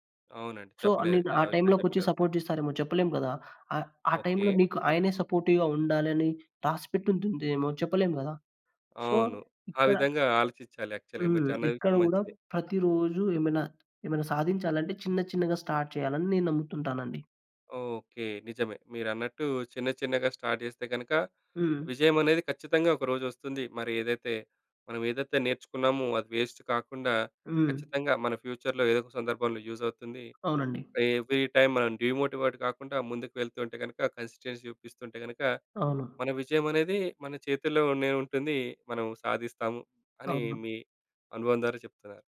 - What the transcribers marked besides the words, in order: in English: "సో"; in English: "సపోర్ట్"; in English: "సపోర్టివ్‌గా"; in English: "సో"; in English: "యాక్చువల్‌గా"; tapping; other background noise; in English: "స్టార్ట్"; in English: "స్టార్ట్"; in English: "వేస్ట్"; in English: "ఫ్యూచర్‌లో"; in English: "యూజ్"; in English: "ఎవ్రీ‌టైమ్"; in English: "డీమోటివేట్"; in English: "కన్సిస్టెన్సీ"
- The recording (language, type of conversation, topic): Telugu, podcast, ప్రతి రోజు చిన్న విజయాన్ని సాధించడానికి మీరు అనుసరించే పద్ధతి ఏమిటి?